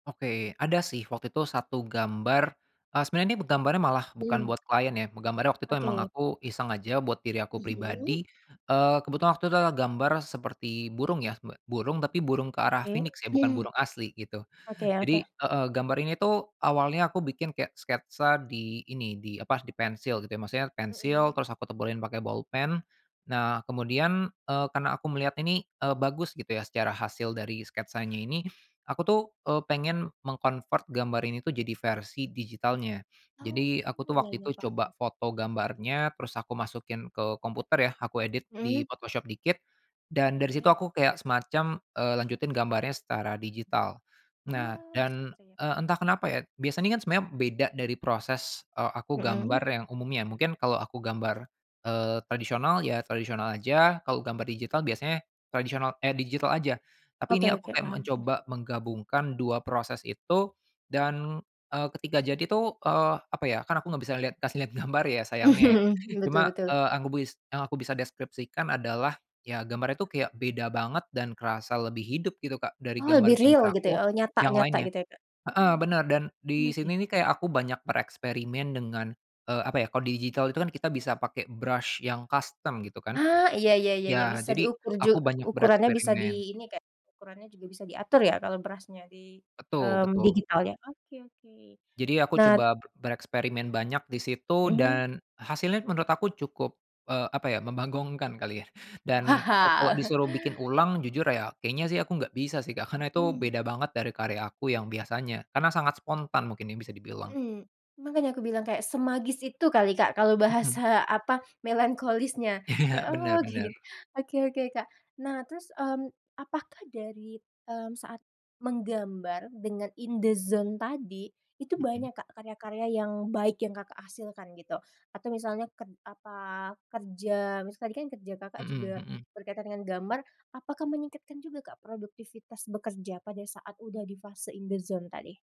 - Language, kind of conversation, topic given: Indonesian, podcast, Bisakah kamu menceritakan satu pengalaman saat kamu benar-benar berada dalam kondisi mengalir dan paling berkesan bagimu?
- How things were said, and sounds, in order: in English: "meng-convert"; laughing while speaking: "gambar"; chuckle; unintelligible speech; in English: "brush"; in English: "custom"; tapping; in English: "brush-nya"; laugh; chuckle; in English: "in the zone"; in English: "in the zone"